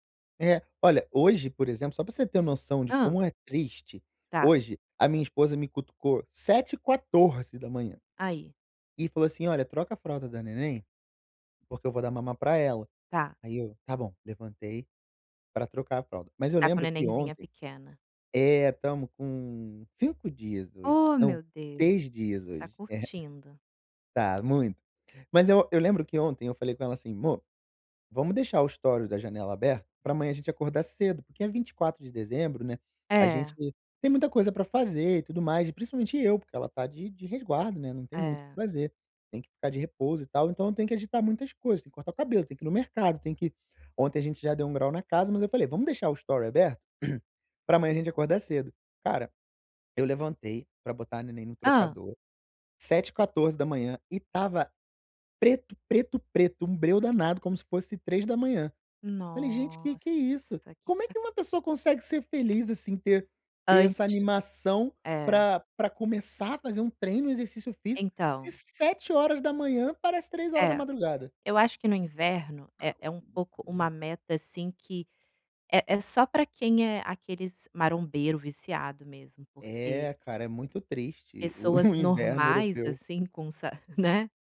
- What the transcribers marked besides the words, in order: tapping; throat clearing; drawn out: "Nossa"; cough; throat clearing; chuckle
- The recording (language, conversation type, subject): Portuguese, advice, Como posso sair de uma estagnação nos treinos que dura há semanas?